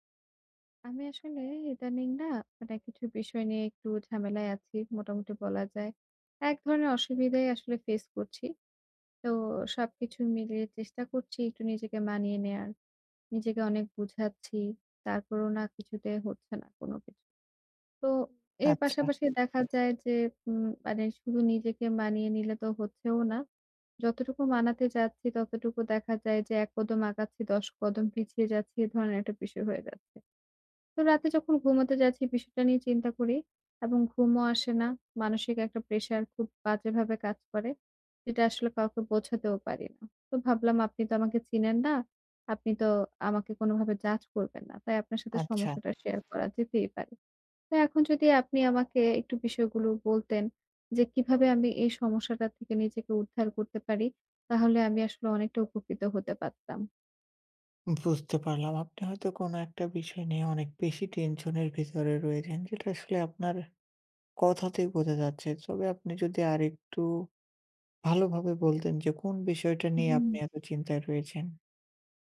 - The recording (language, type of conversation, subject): Bengali, advice, নতুন মানুষের সাথে স্বাভাবিকভাবে আলাপ কীভাবে শুরু করব?
- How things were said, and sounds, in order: none